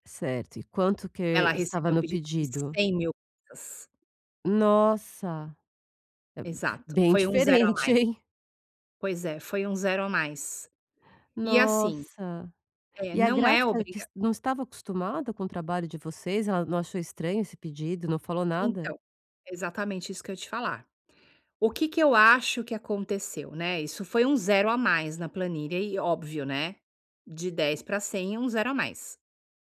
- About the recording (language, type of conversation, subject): Portuguese, advice, Como posso recuperar a confiança depois de um erro profissional?
- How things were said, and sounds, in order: unintelligible speech